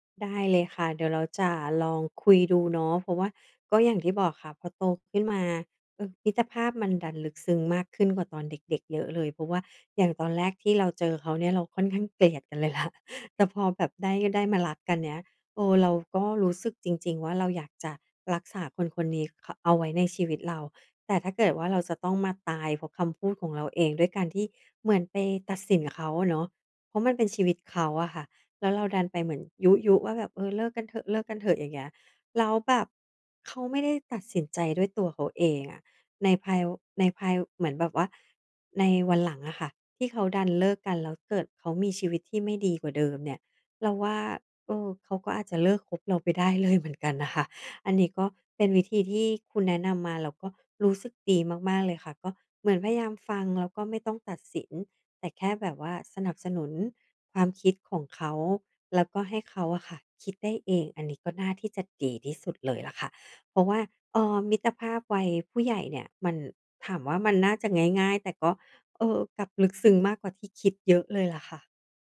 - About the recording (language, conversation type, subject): Thai, advice, ฉันจะทำอย่างไรเพื่อสร้างมิตรภาพที่ลึกซึ้งในวัยผู้ใหญ่?
- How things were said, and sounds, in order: laughing while speaking: "ล่ะ"; chuckle; laughing while speaking: "เลย"